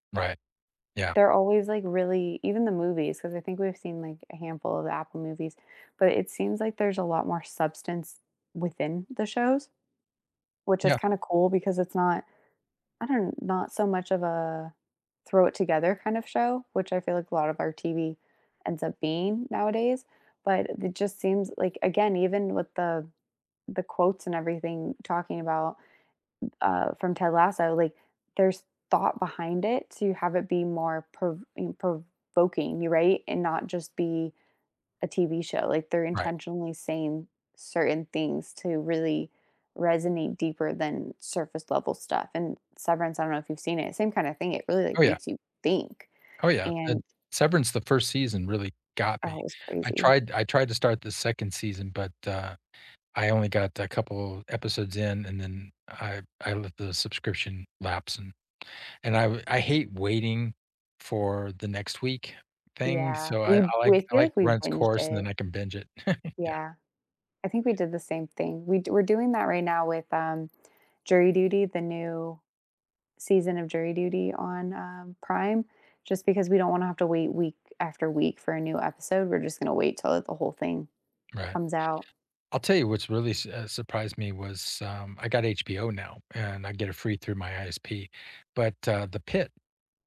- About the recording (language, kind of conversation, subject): English, unstructured, When life gets hectic, which comfort shows do you rewatch, and what makes them feel like home?
- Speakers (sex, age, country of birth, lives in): female, 30-34, United States, United States; male, 60-64, United States, United States
- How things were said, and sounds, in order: drawn out: "a"; chuckle